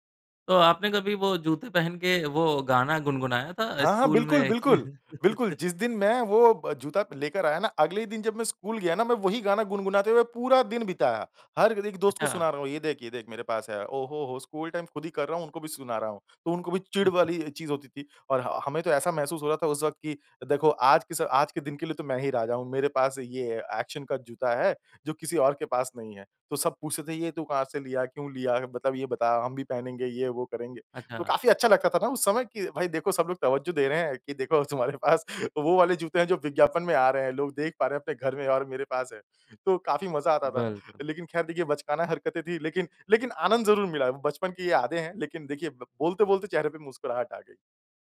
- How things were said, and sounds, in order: laughing while speaking: "कि"; laugh; laugh; laughing while speaking: "तुम्हारे पास"
- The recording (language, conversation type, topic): Hindi, podcast, किस पुराने विज्ञापन का जिंगल अब भी तुम्हारे दिमाग में घूमता है?